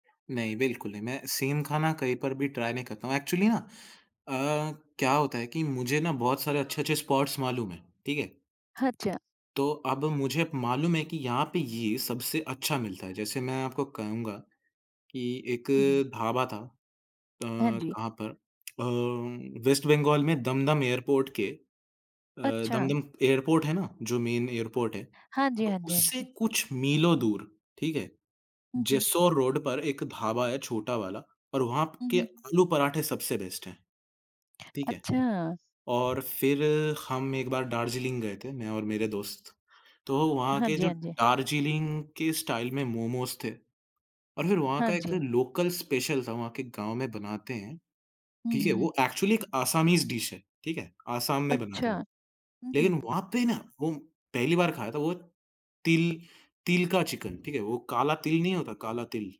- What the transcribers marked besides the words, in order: in English: "सेम"; in English: "ट्राई"; in English: "एक्चुअली"; in English: "स्पॉट्स"; tapping; in English: "एयरपोर्ट"; in English: "एयरपोर्ट"; in English: "मेन एयरपोर्ट"; in English: "बेस्ट"; other background noise; in English: "स्टाइल"; in English: "लोकल स्पेशल"; in English: "एक्चुअली"; in English: "डिश"
- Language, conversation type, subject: Hindi, podcast, सफ़र के दौरान आपने सबसे अच्छा खाना कहाँ खाया?